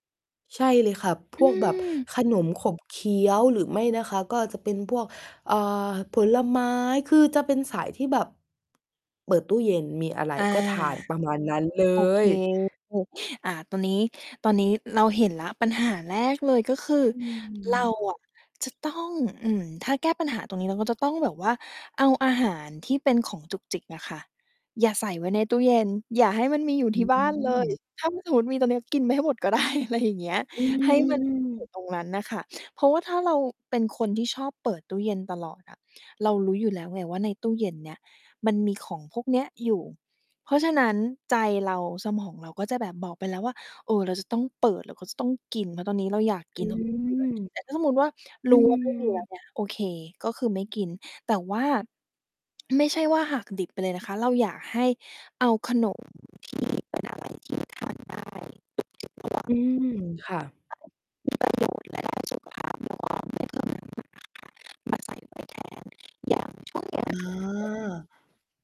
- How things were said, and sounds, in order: mechanical hum; other background noise; distorted speech; tapping; laughing while speaking: "ได้ อะไร"; unintelligible speech; unintelligible speech; unintelligible speech; unintelligible speech
- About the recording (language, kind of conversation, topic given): Thai, advice, ทำไมฉันพยายามควบคุมอาหารเพื่อลดน้ำหนักแล้วแต่ยังไม่เห็นผล?